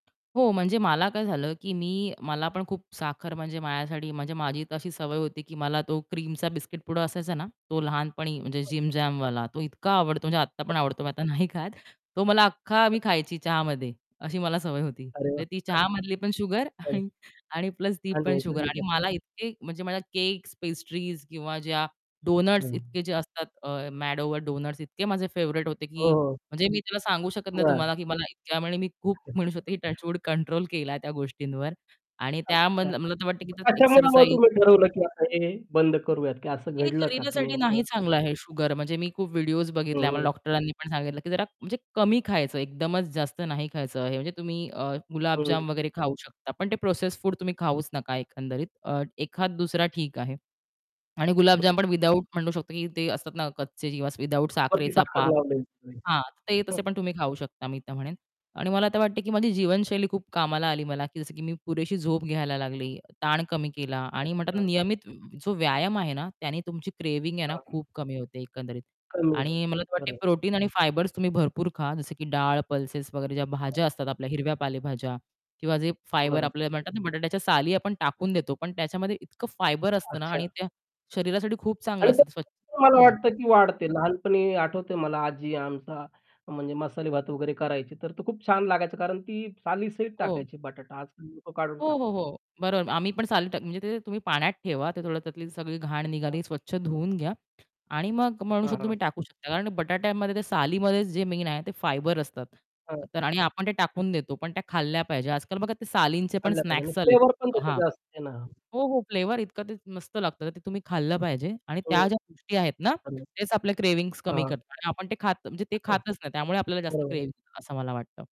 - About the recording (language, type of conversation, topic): Marathi, podcast, साखर कमी करण्यासाठी तुम्ही कोणते सोपे उपाय कराल?
- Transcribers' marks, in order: other background noise; static; laughing while speaking: "आता नाही खात"; unintelligible speech; laughing while speaking: "आणि"; unintelligible speech; tapping; in English: "फेव्हराइट"; chuckle; distorted speech; horn; chuckle; in English: "क्रेविंग"; in English: "प्रोटीन"; unintelligible speech; in English: "फायबर"; in English: "फायबर"; unintelligible speech; in English: "मेन"; in English: "फायबर"; in English: "क्रेविंग"; unintelligible speech; chuckle; in English: "क्रेविंग"